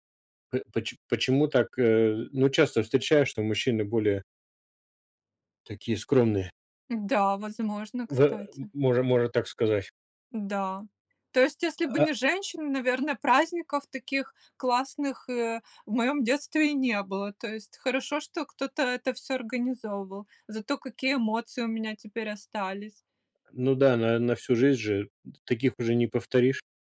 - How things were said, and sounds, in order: tapping
- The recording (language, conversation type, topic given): Russian, podcast, Как проходили семейные праздники в твоём детстве?